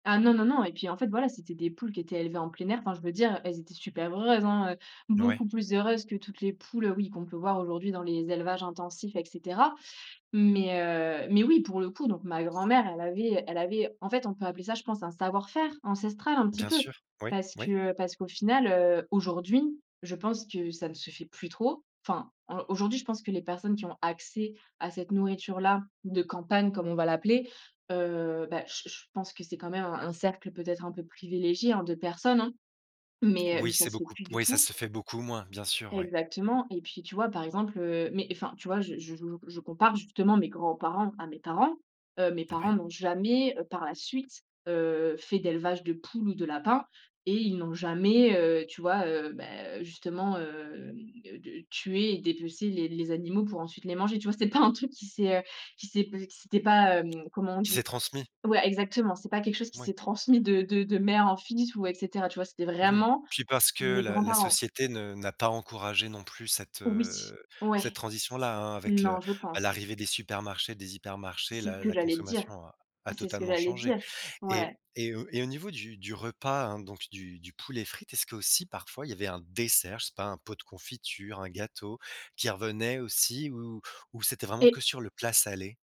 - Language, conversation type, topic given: French, podcast, Peux-tu me raconter à quoi ressemble un déjeuner ou un dîner typique chez toi ?
- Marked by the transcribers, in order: stressed: "accès"; stressed: "vraiment"; stressed: "dessert"